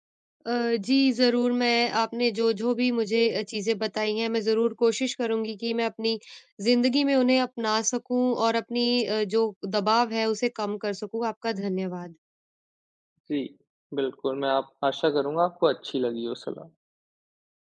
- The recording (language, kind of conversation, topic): Hindi, advice, क्या आप अपने दोस्तों की जीवनशैली के मुताबिक खर्च करने का दबाव महसूस करते हैं?
- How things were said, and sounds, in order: none